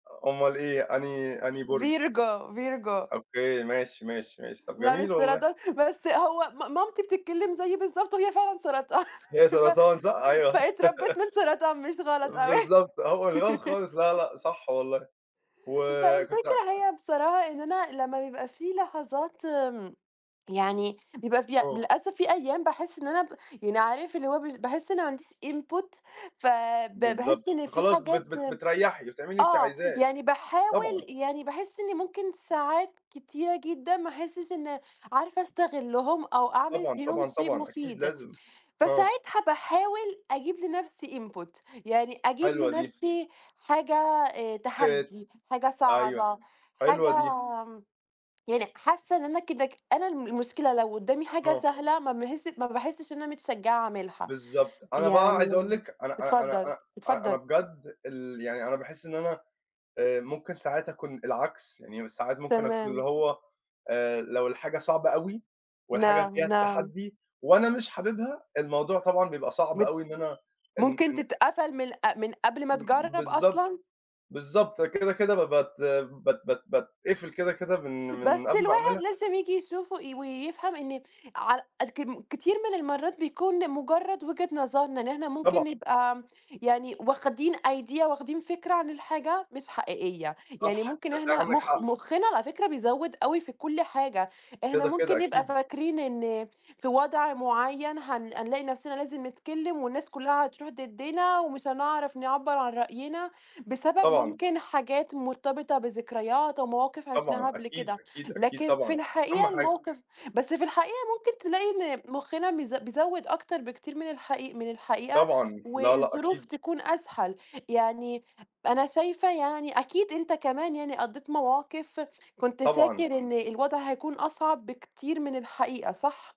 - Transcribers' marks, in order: in English: "Virgo ،Virgo"; other background noise; laughing while speaking: "سرطان"; laugh; laugh; background speech; tapping; in English: "input"; in English: "input"; in English: "idea"
- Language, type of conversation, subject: Arabic, unstructured, إيه اللي بيلهمك إنك تحقق طموحاتك؟